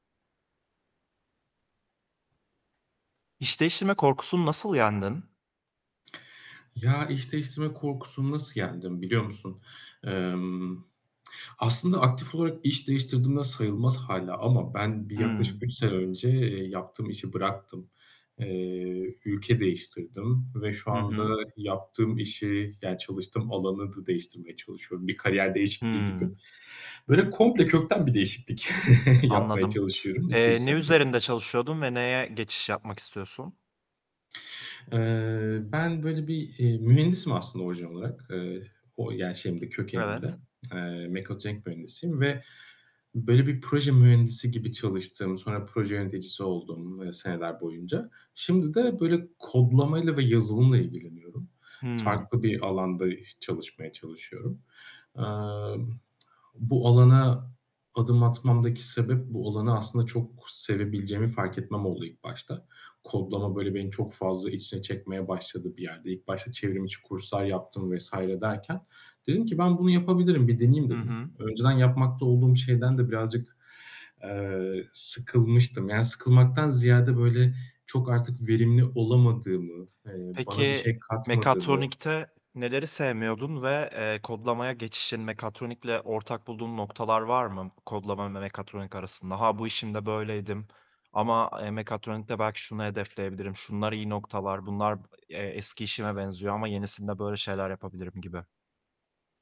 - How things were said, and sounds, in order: other background noise; tapping; chuckle
- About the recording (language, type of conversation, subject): Turkish, podcast, İş değiştirme korkusunu nasıl yendin?